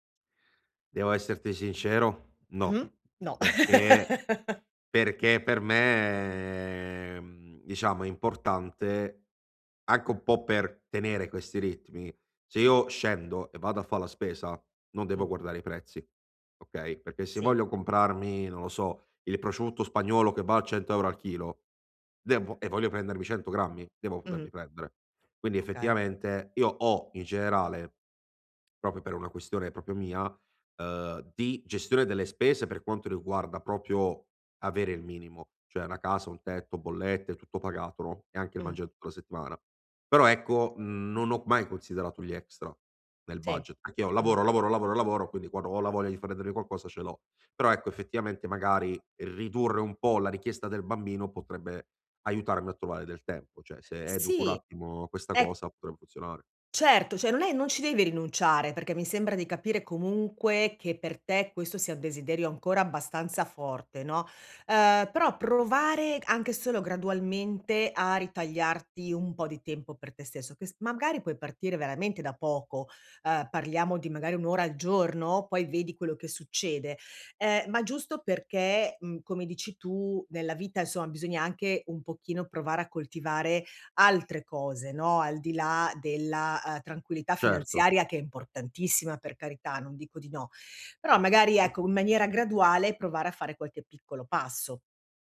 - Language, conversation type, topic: Italian, advice, Come posso bilanciare lavoro e vita personale senza rimpianti?
- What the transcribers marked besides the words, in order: laugh; "proprio" said as "propio"; "proprio" said as "propio"; "proprio" said as "propio"; "Cioè" said as "ceh"; "cioè" said as "ceh"; other background noise